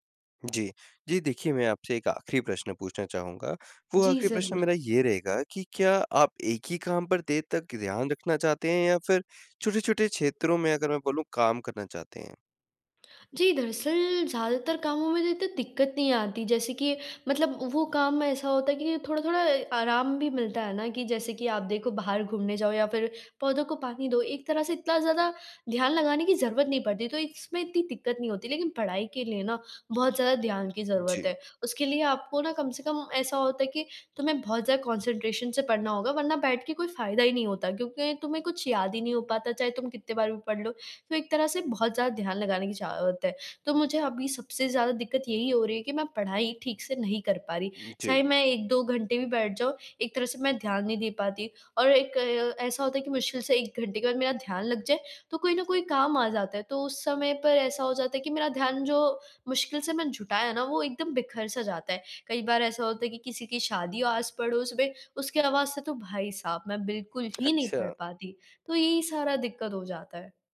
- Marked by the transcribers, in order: other background noise; in English: "कंसंट्रेशन"; "ज़रूरत" said as "जाऊत"
- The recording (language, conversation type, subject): Hindi, advice, बाहरी विकर्षणों से निपटने के लिए मुझे क्या बदलाव करने चाहिए?